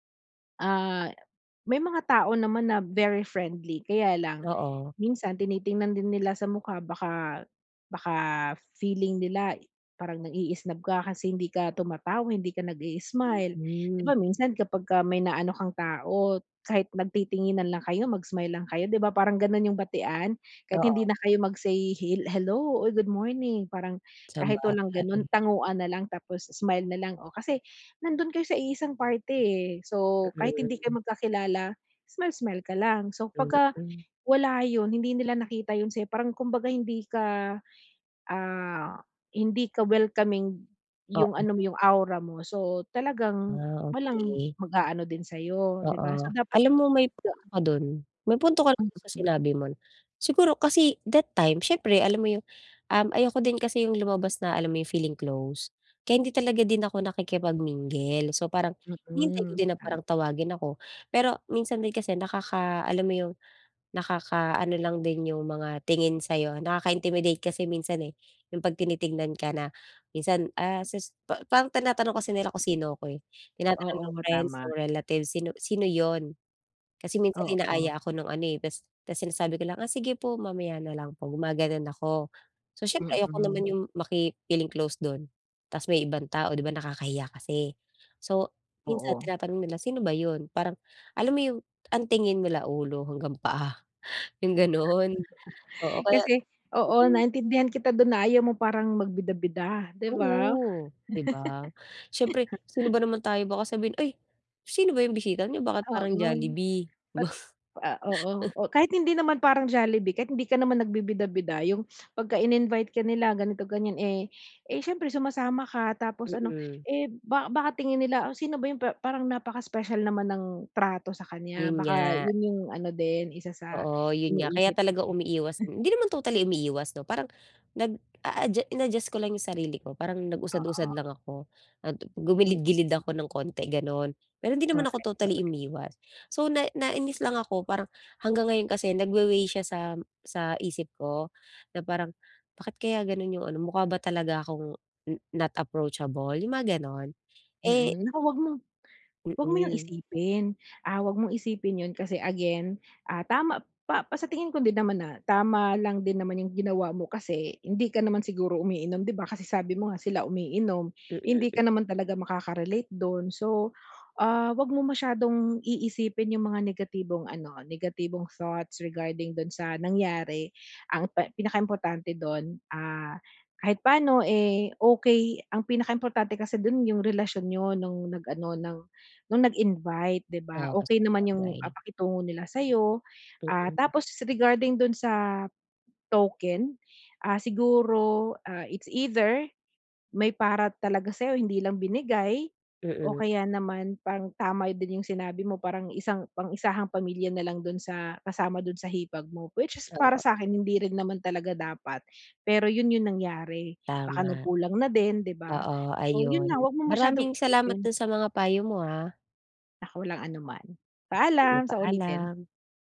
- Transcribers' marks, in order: "tumatawa" said as "tumatawi"; tapping; other background noise; laugh
- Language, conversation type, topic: Filipino, advice, Bakit lagi akong pakiramdam na hindi ako kabilang kapag nasa mga salu-salo?